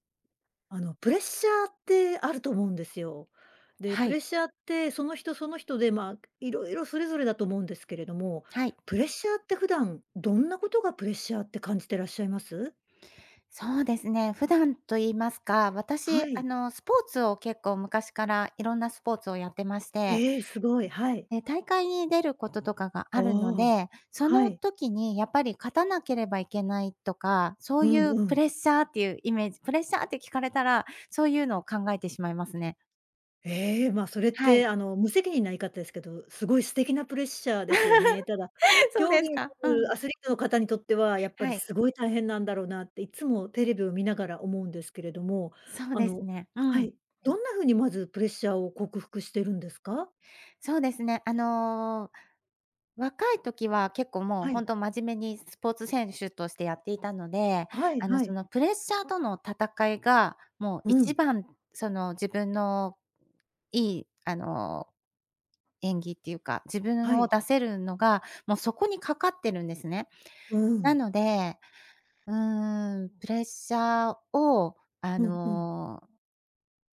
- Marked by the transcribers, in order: tapping; laugh; unintelligible speech
- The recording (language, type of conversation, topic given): Japanese, podcast, プレッシャーが強い時の対処法は何ですか？